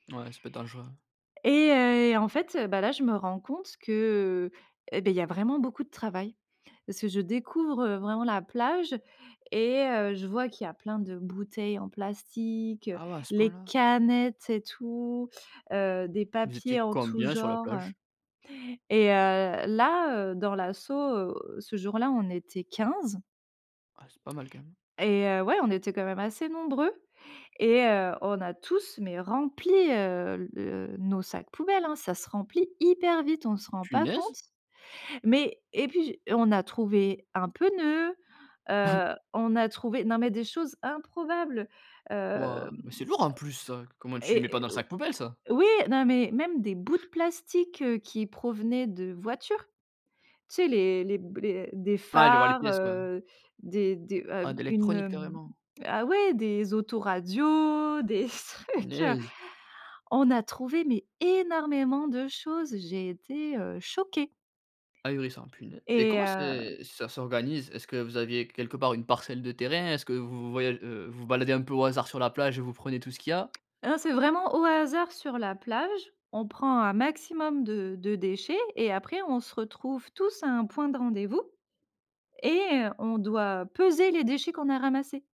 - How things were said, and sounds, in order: stressed: "canettes"; anticipating: "Punaise !"; chuckle; stressed: "lourd"; tongue click; laughing while speaking: "des trucs, heu"; stressed: "énormément"
- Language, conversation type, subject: French, podcast, Parle‑moi d’un projet communautaire qui protège l’environnement.